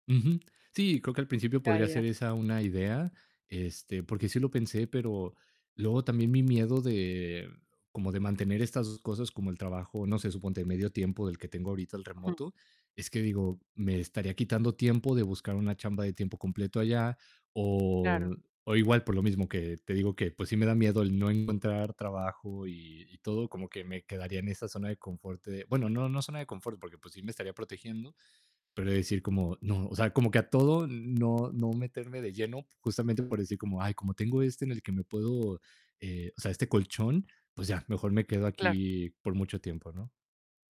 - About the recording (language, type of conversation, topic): Spanish, advice, ¿Cómo postergas decisiones importantes por miedo al fracaso?
- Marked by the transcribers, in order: mechanical hum